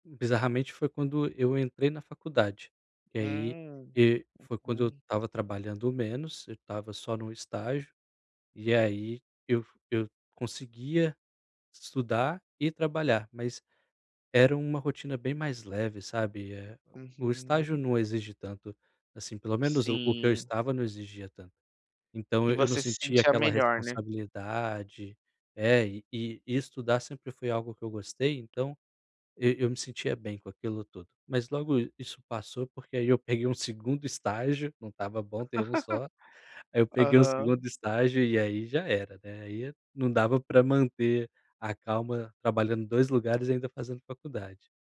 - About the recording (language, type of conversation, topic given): Portuguese, advice, Que rituais relaxantes posso fazer antes de dormir?
- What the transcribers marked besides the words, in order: laugh